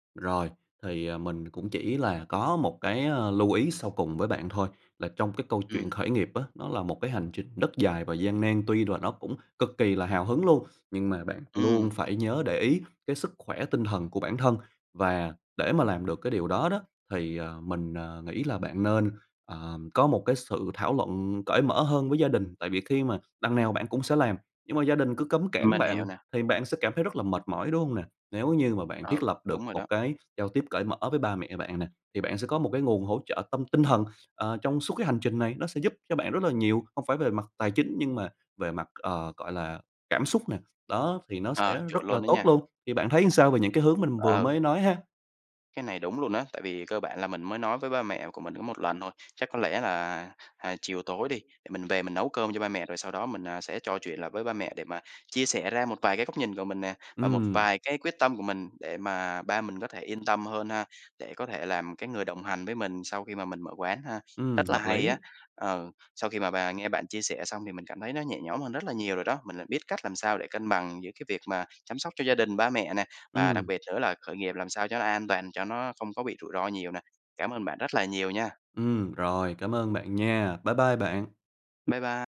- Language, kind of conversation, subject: Vietnamese, advice, Bạn đang cảm thấy áp lực như thế nào khi phải cân bằng giữa gia đình và việc khởi nghiệp?
- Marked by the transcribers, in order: tapping